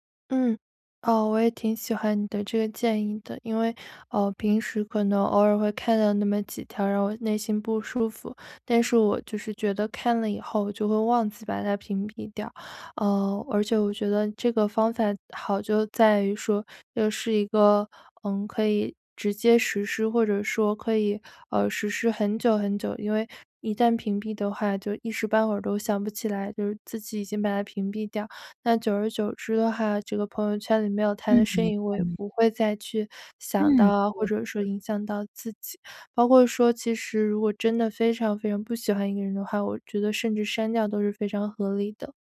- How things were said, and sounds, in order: none
- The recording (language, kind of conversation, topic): Chinese, advice, 我总是容易被消极比较影响情绪，该怎么做才能不让心情受影响？